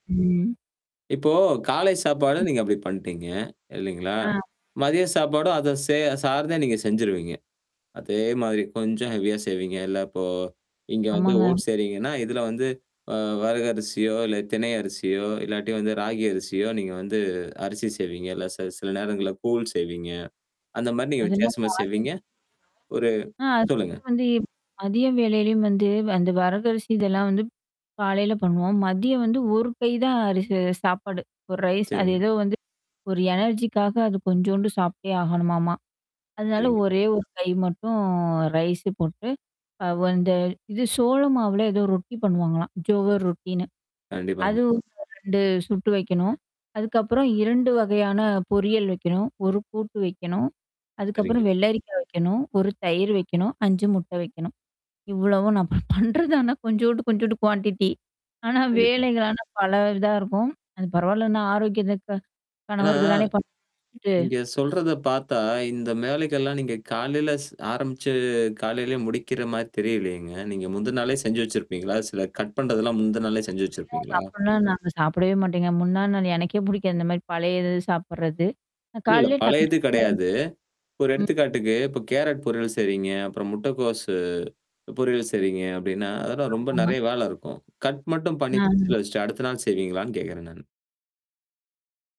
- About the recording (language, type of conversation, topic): Tamil, podcast, காலை உணவை எளிதாகவும் விரைவாகவும் தயாரிக்கும் முறைகள் என்னென்ன?
- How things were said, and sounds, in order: static; in English: "ஹெவியா"; tapping; unintelligible speech; distorted speech; in English: "ரைஸ்"; in English: "எனர்ஜி"; mechanical hum; laughing while speaking: "நான் பண்றது"; in English: "குவான்ட்டி"; other noise; in English: "கட்"; unintelligible speech; unintelligible speech; in English: "கட்"